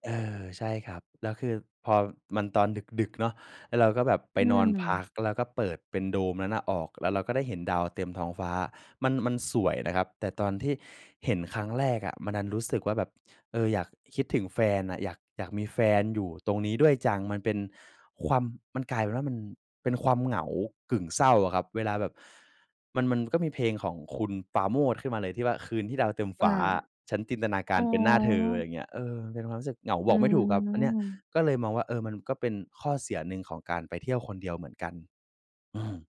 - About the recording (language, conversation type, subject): Thai, podcast, ข้อดีข้อเสียของการเที่ยวคนเดียว
- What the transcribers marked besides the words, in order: tapping; drawn out: "อืม"